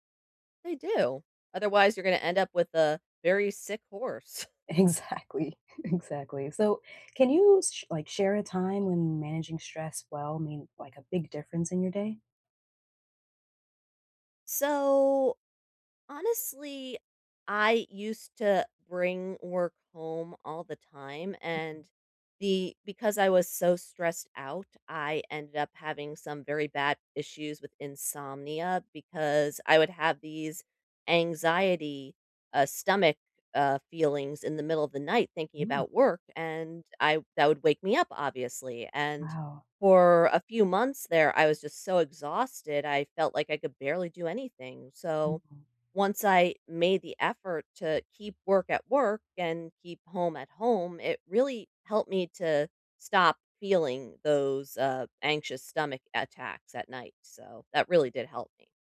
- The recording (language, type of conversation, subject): English, unstructured, What’s the best way to handle stress after work?
- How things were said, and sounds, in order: chuckle; laughing while speaking: "Exactly, exactly"; tapping